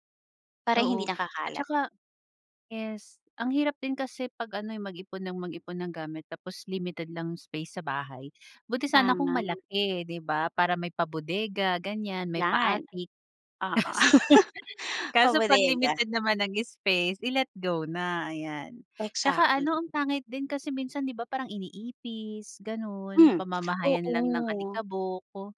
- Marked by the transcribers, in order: laugh
- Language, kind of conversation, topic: Filipino, podcast, Paano mo inaayos ang maliit na espasyo para maging komportable ka?